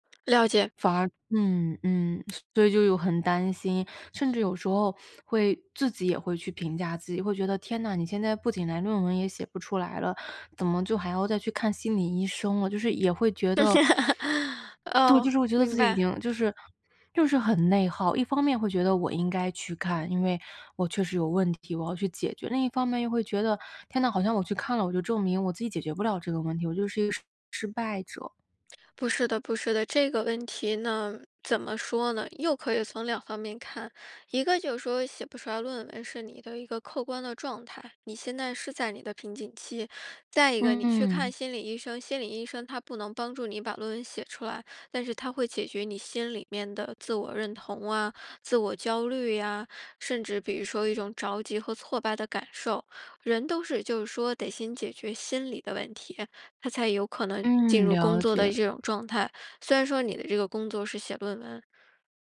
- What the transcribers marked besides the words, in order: other background noise; teeth sucking; chuckle
- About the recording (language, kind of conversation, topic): Chinese, advice, 我想寻求心理帮助却很犹豫，该怎么办？
- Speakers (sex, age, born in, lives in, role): female, 30-34, China, United States, user; female, 35-39, China, United States, advisor